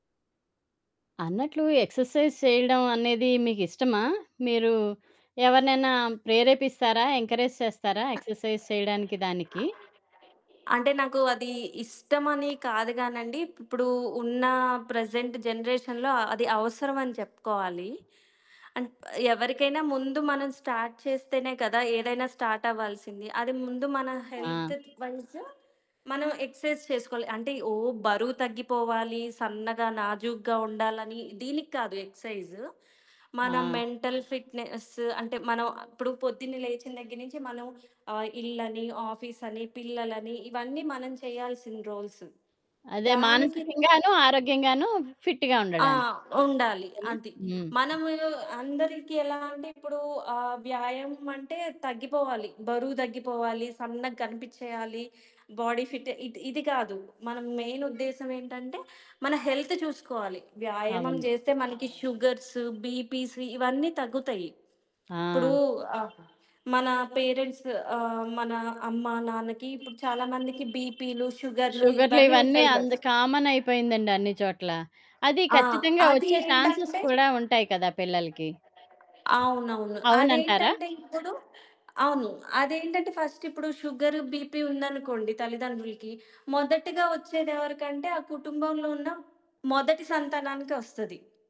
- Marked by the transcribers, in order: in English: "ఎక్సర్‌సైజ్"; other background noise; background speech; in English: "ఎంకరేజ్"; in English: "ఎక్సర్‌సైజ్"; in English: "ప్రెజెంట్ జనరేషన్‌లో"; in English: "స్టార్ట్"; in English: "హెల్త్"; in English: "వైజ్"; in English: "ఎక్సర్సైజ్"; in English: "ఎక్సైజ్"; in English: "మెంటల్ ఫిట్‌నెస్"; in English: "రోల్స్"; in English: "బాడీ ఫిట్"; horn; in English: "హెల్త్"; in English: "షుగర్స్, బీపీస్"; other noise; in English: "పేరెంట్స్"; in English: "ఛాన్సెస్"; in English: "షుగర్, బీపీ"
- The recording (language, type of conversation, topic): Telugu, podcast, వ్యాయామం చేయడానికి మీరు మీరే మీను ఎలా ప్రేరేపించుకుంటారు?